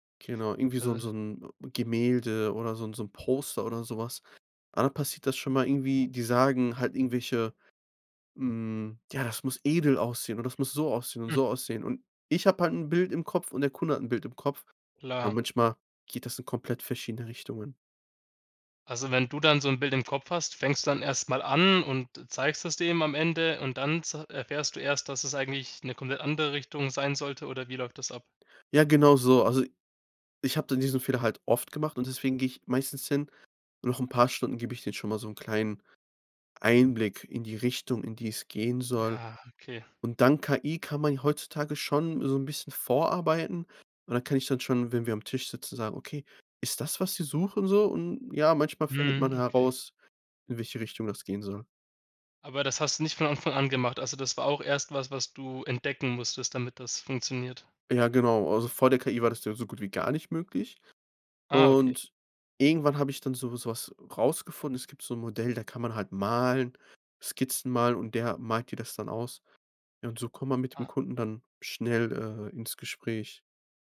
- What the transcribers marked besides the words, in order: other background noise; chuckle; stressed: "ich"; stressed: "oft"
- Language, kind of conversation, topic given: German, podcast, Welche Rolle spielen Fehler in deinem Lernprozess?